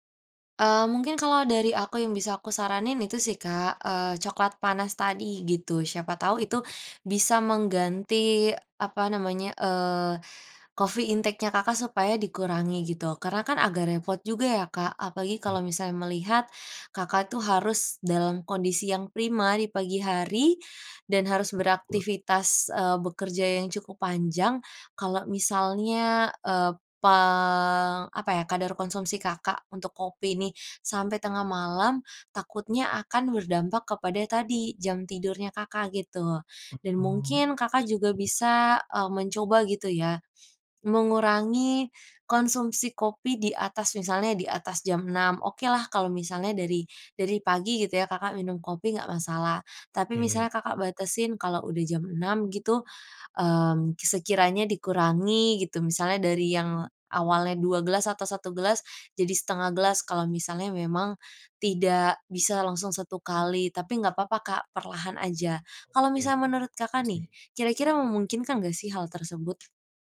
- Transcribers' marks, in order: in English: "coffee intake-nya"; unintelligible speech; tapping
- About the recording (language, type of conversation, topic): Indonesian, advice, Mengapa saya sulit tidur tepat waktu dan sering bangun terlambat?